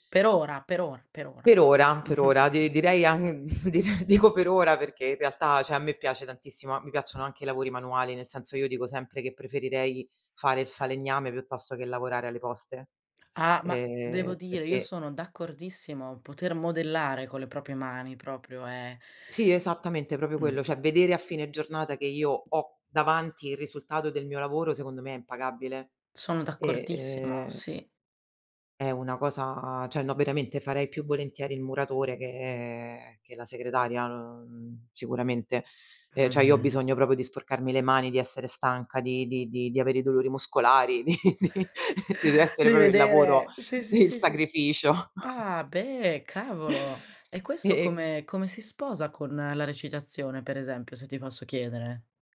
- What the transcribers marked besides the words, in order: chuckle; other background noise; laughing while speaking: "direi dico"; "cioè" said as "ceh"; tapping; "proprio" said as "propio"; "cioè" said as "ceh"; "cioè" said as "ceh"; "cioè" said as "ceh"; "proprio" said as "propio"; laughing while speaking: "di di"; chuckle; "proprio" said as "propio"; chuckle
- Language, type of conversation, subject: Italian, podcast, Come ti dividi tra la creatività e il lavoro quotidiano?